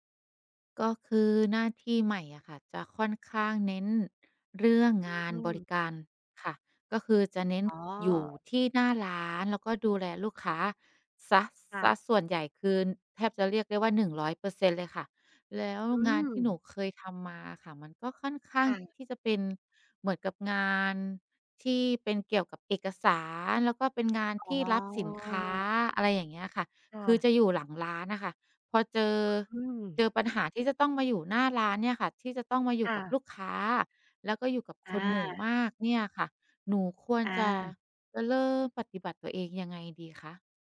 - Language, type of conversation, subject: Thai, advice, เมื่อคุณได้เลื่อนตำแหน่งหรือเปลี่ยนหน้าที่ คุณควรรับมือกับความรับผิดชอบใหม่อย่างไร?
- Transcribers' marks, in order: other background noise; other noise; tapping